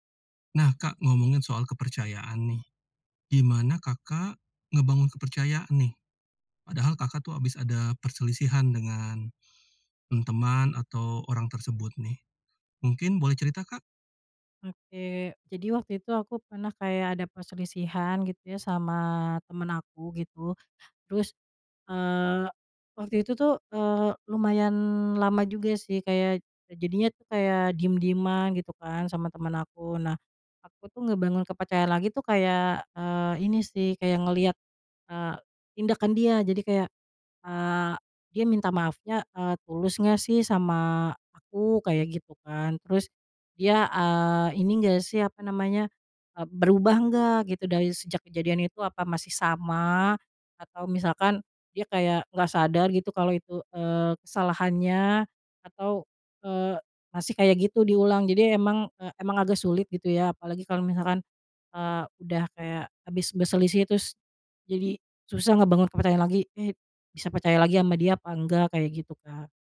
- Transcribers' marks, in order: none
- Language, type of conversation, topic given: Indonesian, podcast, Bagaimana kamu membangun kembali kepercayaan setelah terjadi perselisihan?